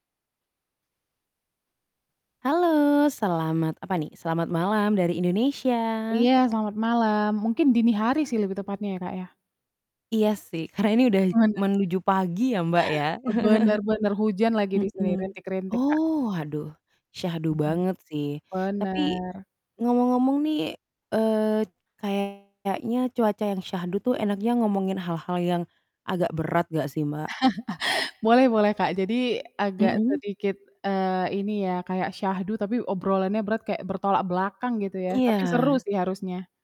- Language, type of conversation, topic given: Indonesian, unstructured, Apa yang paling membuatmu kesal tentang stereotip budaya atau agama?
- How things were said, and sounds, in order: distorted speech; chuckle; chuckle